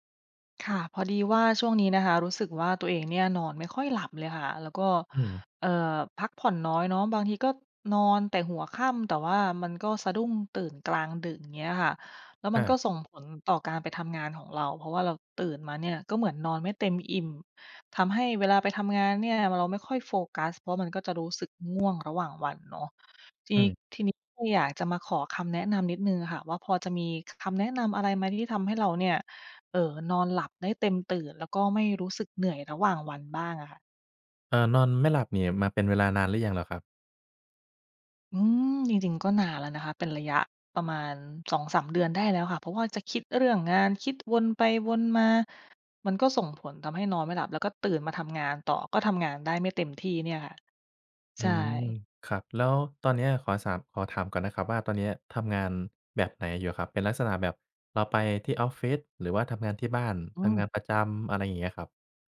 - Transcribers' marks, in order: none
- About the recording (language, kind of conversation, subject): Thai, advice, นอนไม่หลับเพราะคิดเรื่องงานจนเหนื่อยล้าทั้งวัน